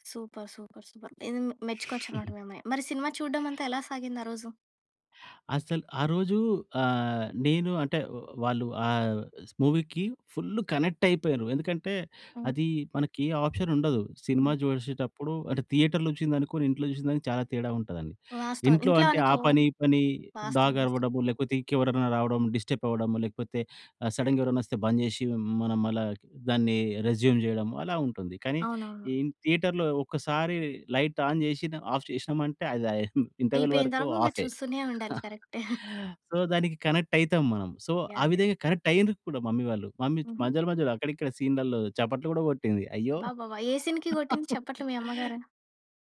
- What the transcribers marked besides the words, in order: in English: "సూపర్. సూపర్. సూపర్. సూపర్"; chuckle; in English: "మూవీకి"; in English: "థియేటర్‌లో"; in English: "డాగ్"; in English: "సడెన్‌గా"; in English: "రెస్యూమ్"; in English: "థియేటర్‌లో"; in English: "లైట్ ఆన్"; in English: "ఆఫ్"; chuckle; in English: "ఇంటర్వల్"; "అయిపోయినంతవరకు" said as "అయిపోయినతరగంగా"; chuckle; in English: "సో"; in English: "కరెక్ట్"; giggle; in English: "సో"; in English: "మమ్మీ"; in English: "మమ్మీ"; in English: "సీన్‌కి"; laugh
- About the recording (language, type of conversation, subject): Telugu, podcast, కుటుంబంతో కలిసి సినిమా చూస్తే మీకు గుర్తొచ్చే జ్ఞాపకాలు ఏవైనా చెప్పగలరా?